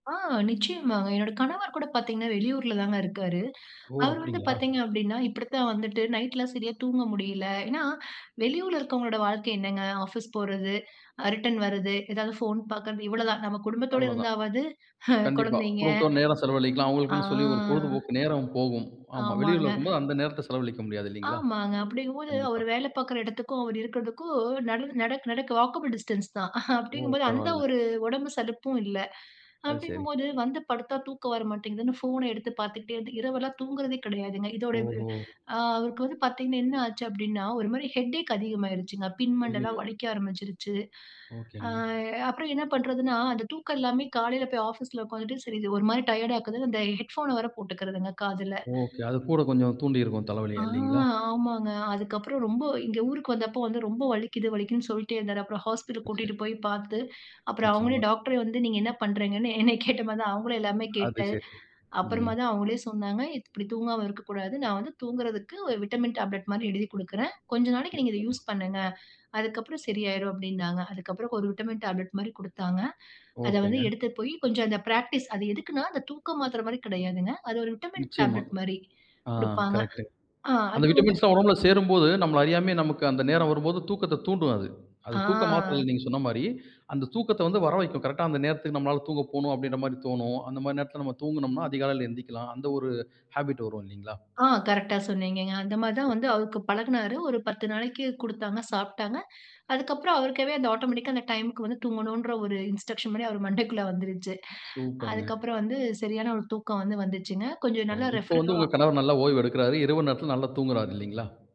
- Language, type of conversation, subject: Tamil, podcast, உங்களுக்கு தூக்கம் வரப் போகிறது என்று எப்படி உணர்கிறீர்கள்?
- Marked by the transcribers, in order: in English: "ரிட்டர்ன்"; chuckle; drawn out: "ஆ"; in English: "வாக்கபிள் டிஸ்டன்ஸ்"; chuckle; in English: "ஹெடேக்"; in English: "டயர்ட்"; drawn out: "ஆ"; in English: "ஹாஸ்பிட்டல்"; laughing while speaking: "என்னய கேட்ட"; in English: "விட்டமின் டேப்லெட்"; in English: "யூஸ்"; in English: "பிராக்டிஸ்"; in English: "விட்டமின் டேப்லெட்"; in English: "விட்டமின்ஸ்லாம்"; in English: "கரெக்ட்டா"; in English: "ஹாபிட்"; in English: "ஆட்டோமேட்டிக்கா"; in English: "இன்ஸ்ட்ரக்ஷன்"; laughing while speaking: "மண்டைக்குள்ள வந்துருச்சு"; in English: "ரெஃப்ரிர"; other noise